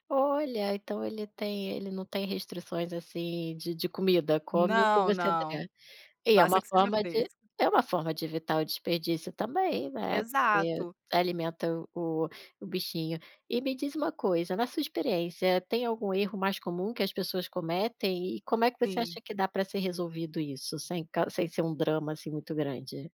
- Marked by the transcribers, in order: none
- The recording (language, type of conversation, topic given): Portuguese, podcast, Como você evita desperdício na cozinha do dia a dia?